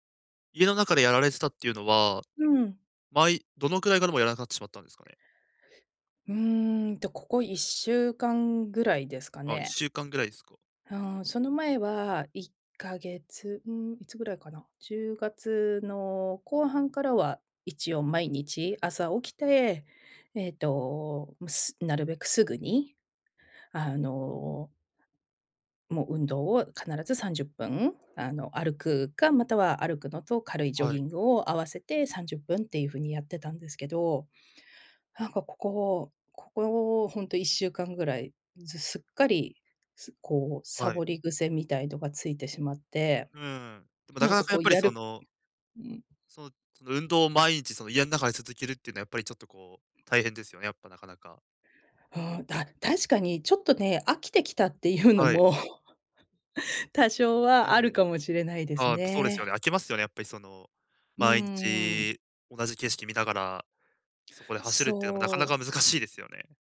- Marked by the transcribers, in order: laughing while speaking: "いうのも"; laugh; laughing while speaking: "難しいですよね"
- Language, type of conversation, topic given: Japanese, advice, やる気が出ないとき、どうすれば物事を続けられますか？